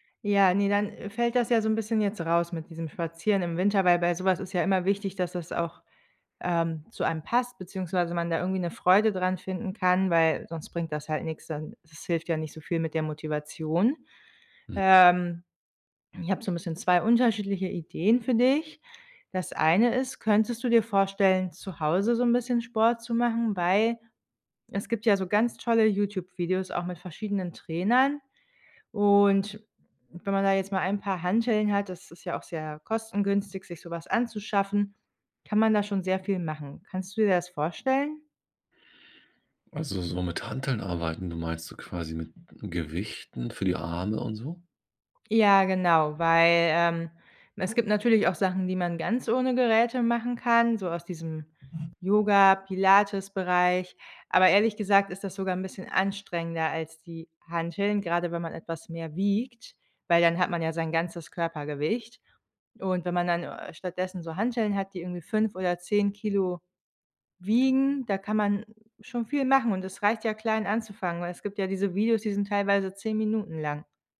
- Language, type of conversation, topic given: German, advice, Warum fällt es mir schwer, regelmäßig Sport zu treiben oder mich zu bewegen?
- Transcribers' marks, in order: other background noise